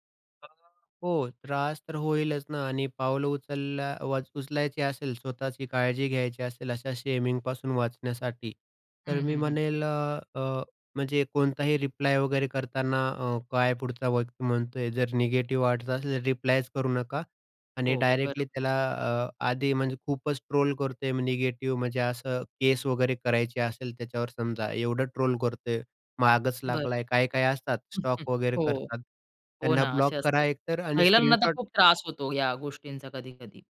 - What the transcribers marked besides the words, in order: tapping; other background noise; chuckle
- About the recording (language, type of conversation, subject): Marathi, podcast, ऑनलाइन शेमिंग इतके सहज का पसरते, असे तुम्हाला का वाटते?